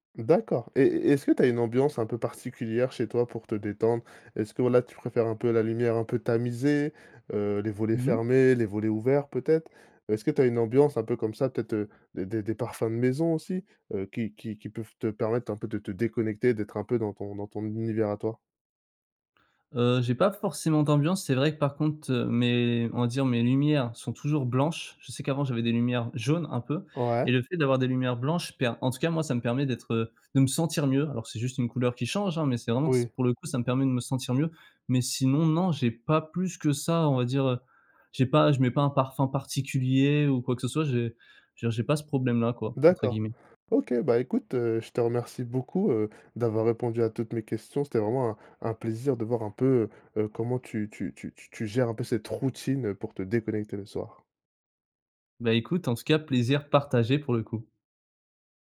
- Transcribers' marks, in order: other background noise
- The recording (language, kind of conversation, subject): French, podcast, Quelle est ta routine pour déconnecter le soir ?